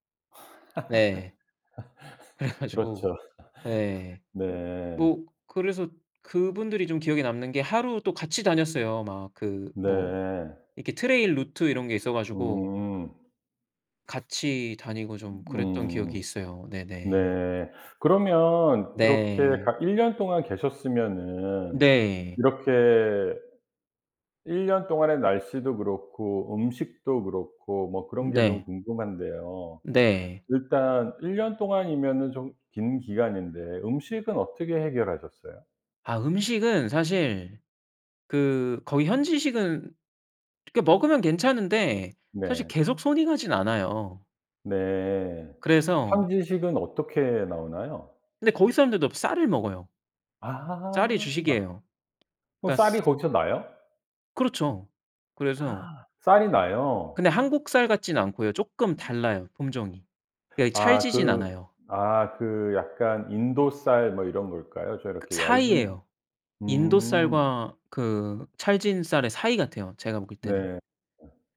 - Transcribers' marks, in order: laugh; laughing while speaking: "그래가지고"; laugh; tapping; other background noise; gasp
- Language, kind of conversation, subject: Korean, podcast, 가장 기억에 남는 여행 경험을 이야기해 주실 수 있나요?